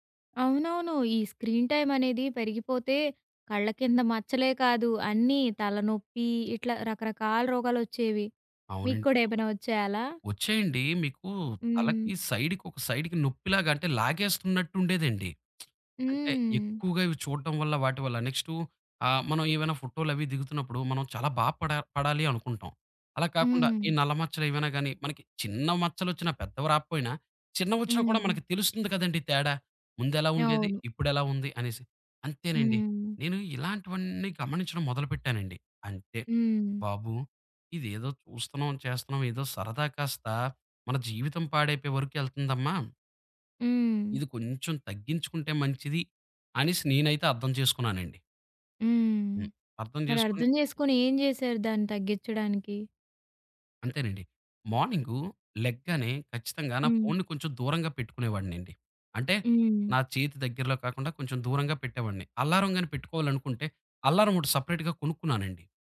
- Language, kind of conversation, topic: Telugu, podcast, స్మార్ట్‌ఫోన్‌లో మరియు సోషల్ మీడియాలో గడిపే సమయాన్ని నియంత్రించడానికి మీకు సరళమైన మార్గం ఏది?
- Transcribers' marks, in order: in English: "స్క్రీన్ టైమ్"; other background noise; lip smack; tapping; in English: "సెపరేట్‌గా"